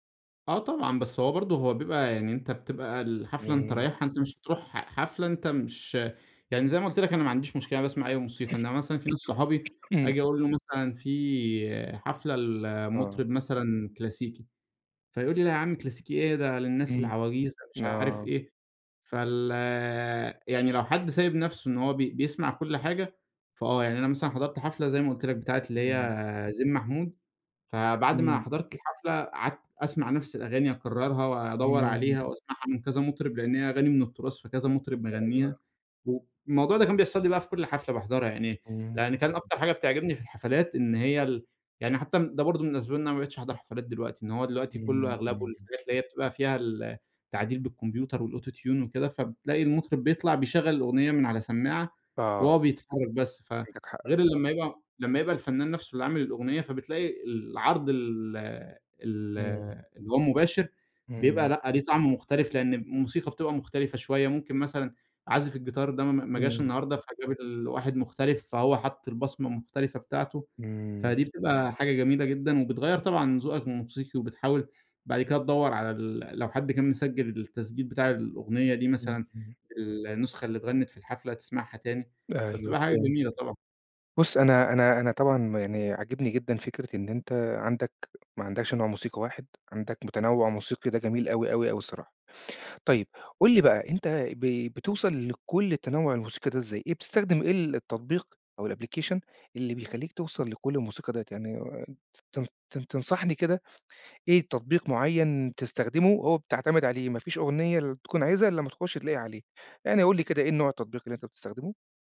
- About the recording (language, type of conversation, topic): Arabic, podcast, إزاي تنصح حد يوسّع ذوقه في المزيكا؟
- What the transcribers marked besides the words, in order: other background noise; unintelligible speech; in English: "والAuto Tune"; unintelligible speech; in English: "الأبليكيشن"